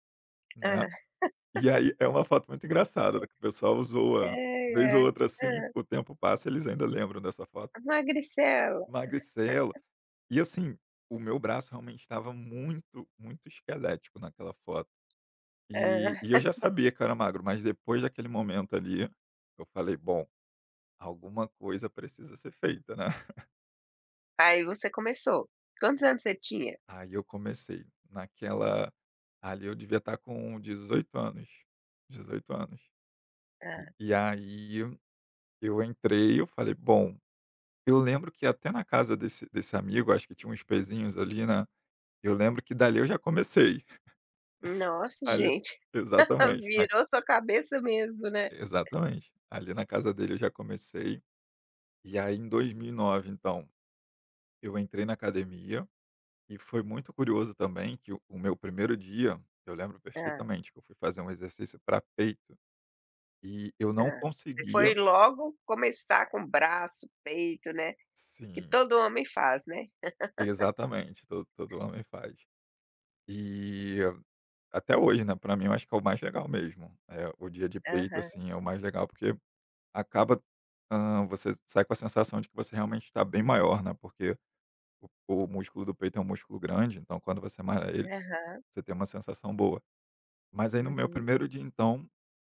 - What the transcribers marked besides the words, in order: tapping; laugh; unintelligible speech; laugh; chuckle; laugh; laugh; laughing while speaking: "virou sua cabeça mesmo, né"; laugh; other background noise
- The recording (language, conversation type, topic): Portuguese, podcast, Qual é a história por trás do seu hobby favorito?